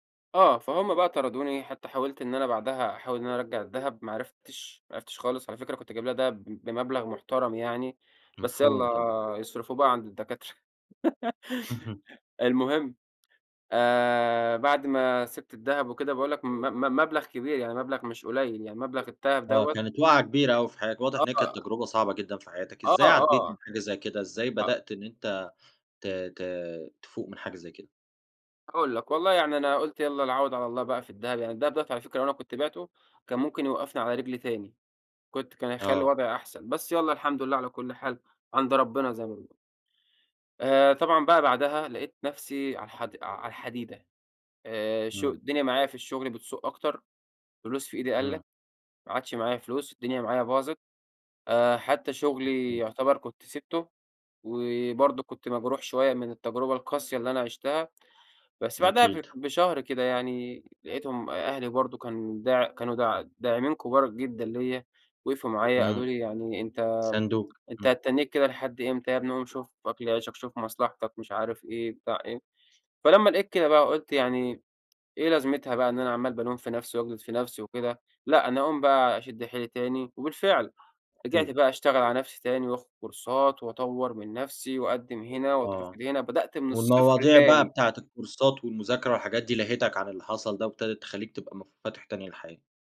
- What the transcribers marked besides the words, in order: other background noise; chuckle; unintelligible speech; in English: "كورسات"; in English: "الكورسات"
- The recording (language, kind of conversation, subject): Arabic, podcast, إزاي تقدر تبتدي صفحة جديدة بعد تجربة اجتماعية وجعتك؟